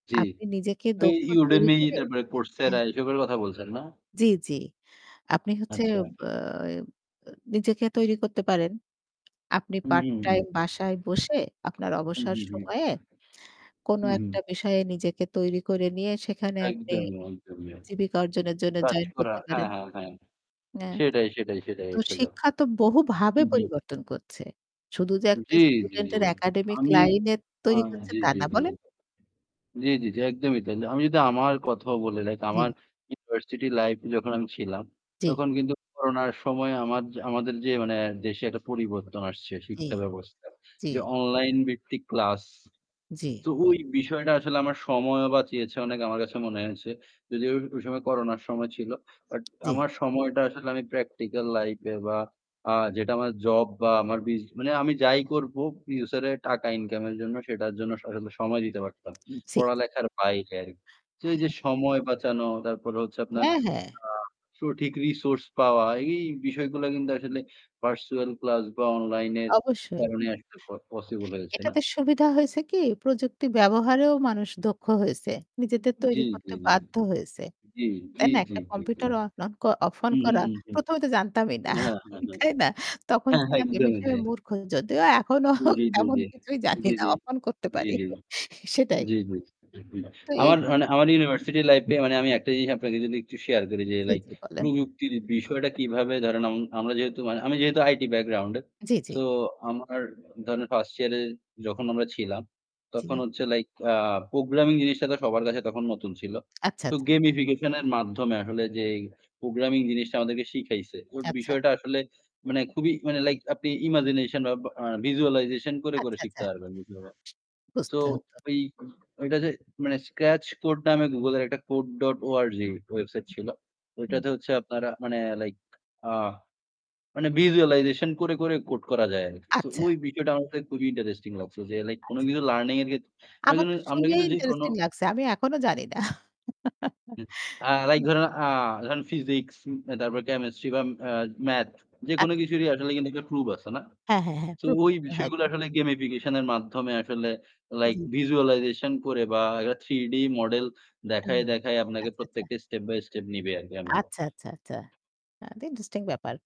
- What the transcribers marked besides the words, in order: tapping; static; in English: "প্র্যাকটিক্যাল লাইফ"; in English: "রিসোর্স"; other background noise; in English: "পসিবল"; laughing while speaking: "জানতামই না তাই না তখন … করতে পারি সেটাই"; laughing while speaking: "একদমই তাই"; in English: "ইমাজিনেশন"; in English: "ভিজুয়ালাইজেশন"; distorted speech; in English: "ভিজুয়ালাইজেশন"; laughing while speaking: "আমার তো শুনেই ইন্টারেস্টিং লাগছে। আমি এখনো জানি না"; chuckle; in English: "ভিজুয়ালাইজেশন"
- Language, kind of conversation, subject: Bengali, unstructured, আপনি কীভাবে মনে করেন প্রযুক্তি শিক্ষা ব্যবস্থাকে পরিবর্তন করছে?